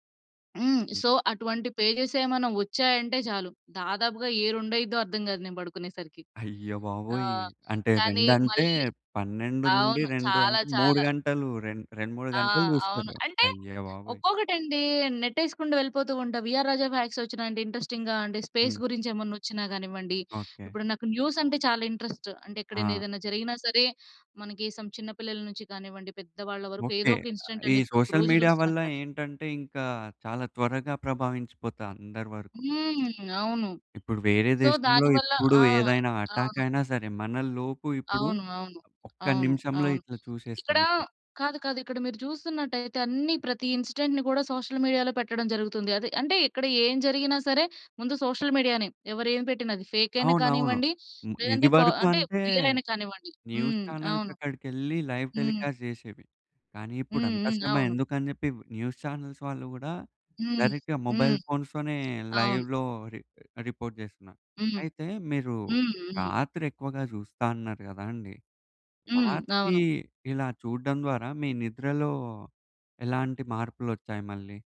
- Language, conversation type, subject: Telugu, podcast, సోషల్ మీడియా వాడకాన్ని తగ్గించిన తర్వాత మీ నిద్రలో ఎలాంటి మార్పులు గమనించారు?
- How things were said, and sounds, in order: in English: "సో"; in English: "పేజెస్"; other background noise; in English: "ఇంట్రెస్టింగ్‌గా"; in English: "స్పేస్"; in English: "న్యూస్"; in English: "ఇంట్రెస్ట్"; in English: "సమ్"; in English: "ఇన్సిడెంట్"; other noise; in English: "సోషల్ మీడియా"; in English: "సో"; in English: "అటాక్"; in English: "ఇన్సిడెంట్‌ని"; in English: "సోషల్ మీడియాలో"; in English: "ఫేక్"; in English: "న్యూస్ ఛానెల్స్"; in English: "రియల్"; in English: "లైవ్ టెలికాస్ట్"; in English: "న్యూస్ ఛానెల్స్"; in English: "డైరెక్ట్‌గా మొబైల్"; in English: "లైవ్‌లో రి రిపోర్ట్"